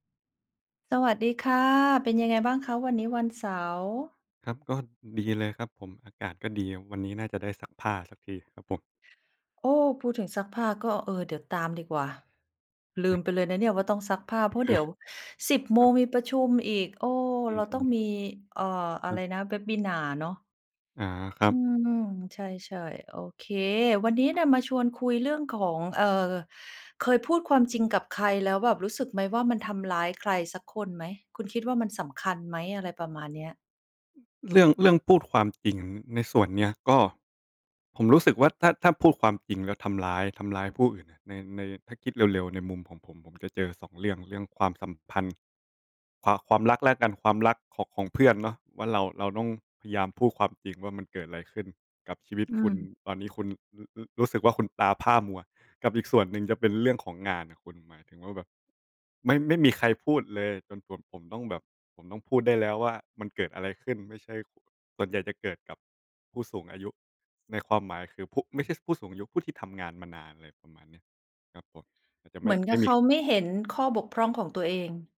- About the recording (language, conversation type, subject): Thai, unstructured, คุณคิดว่าการพูดความจริงแม้จะทำร้ายคนอื่นสำคัญไหม?
- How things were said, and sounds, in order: chuckle; in English: "Webinar"; tapping